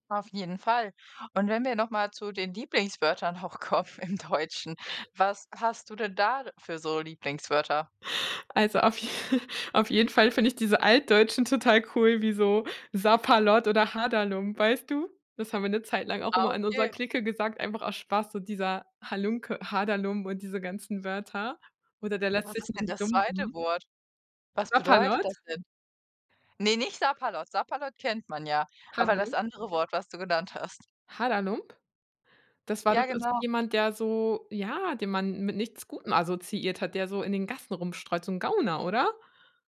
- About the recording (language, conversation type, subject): German, podcast, Was möchtest du aus deiner Kultur unbedingt weitergeben?
- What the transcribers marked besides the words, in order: laughing while speaking: "auch kommen im Deutschen"; giggle; joyful: "auf jeden Fall finde ich … Sapperlot oder Haderlump"; other background noise; laughing while speaking: "genannt"